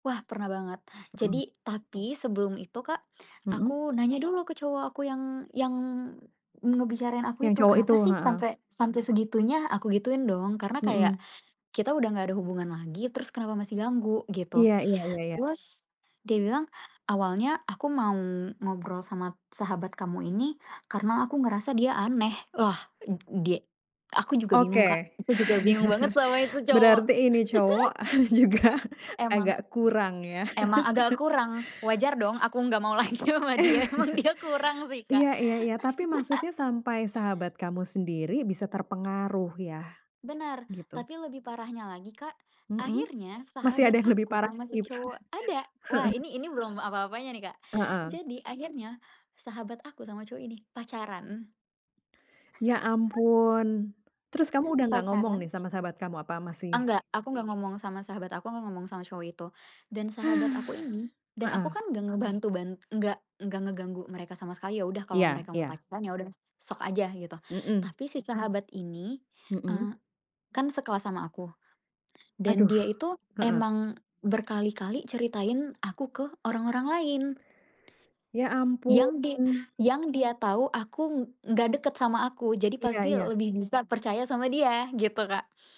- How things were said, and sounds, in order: chuckle; chuckle; laughing while speaking: "juga"; laugh; other background noise; laugh; laughing while speaking: "mau lagi sama dia emang dia kurang sih, Kak"; chuckle; laugh; background speech; laughing while speaking: "lagi?"; chuckle; exhale; tapping
- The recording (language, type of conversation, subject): Indonesian, advice, Pernahkah Anda mengalami perselisihan akibat gosip atau rumor, dan bagaimana Anda menanganinya?